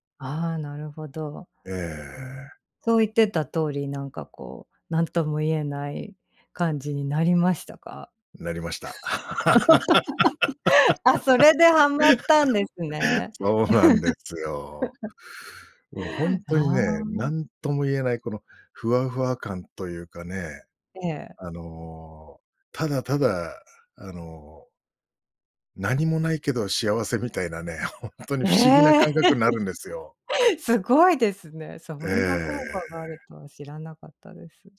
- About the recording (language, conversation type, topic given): Japanese, podcast, 休みの日はどんな風にリセットしてる？
- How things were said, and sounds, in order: laugh; other noise; laugh; laugh; laugh